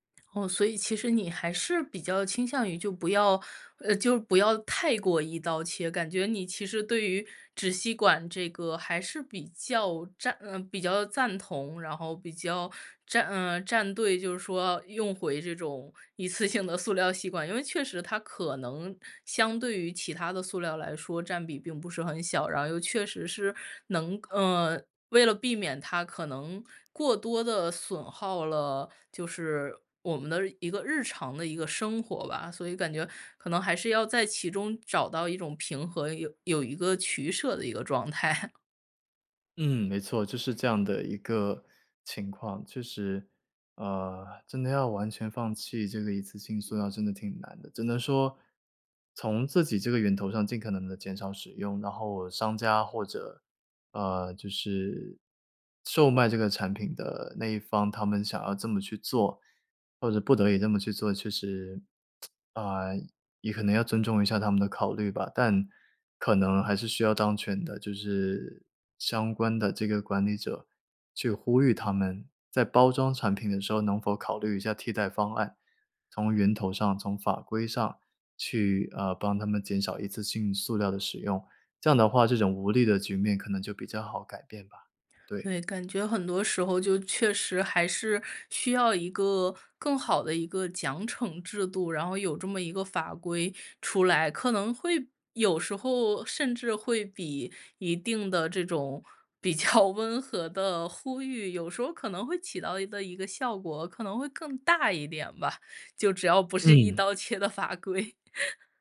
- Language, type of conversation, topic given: Chinese, podcast, 你会怎么减少一次性塑料的使用？
- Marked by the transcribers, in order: "平衡" said as "平和"; chuckle; tsk; laughing while speaking: "比较"; laughing while speaking: "法规"; chuckle